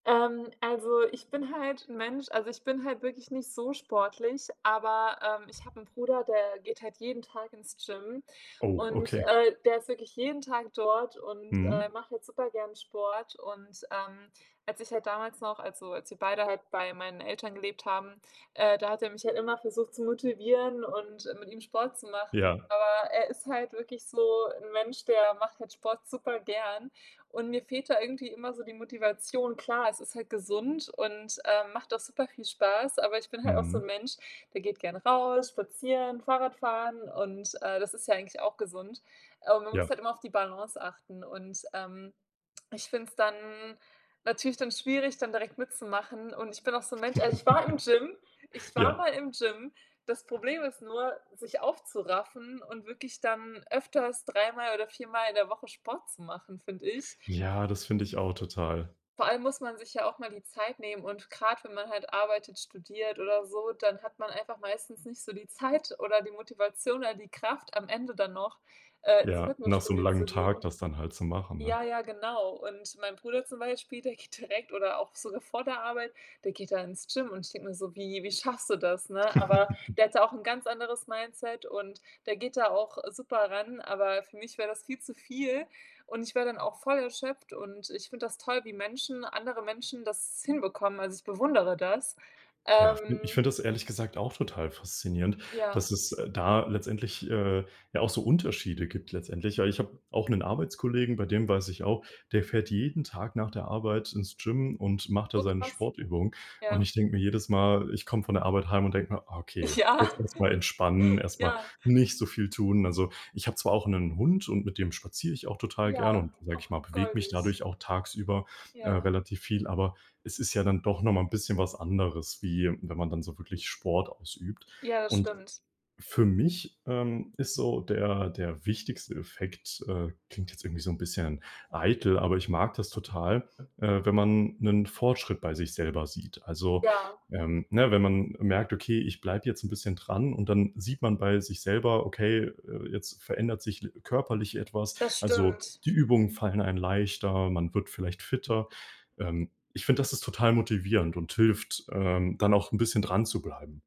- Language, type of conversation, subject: German, unstructured, Wie motiviert man sich selbst zum Sport?
- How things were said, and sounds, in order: other background noise; chuckle; laughing while speaking: "Zeit"; background speech; laughing while speaking: "geht"; chuckle; tapping; laughing while speaking: "Ja"; chuckle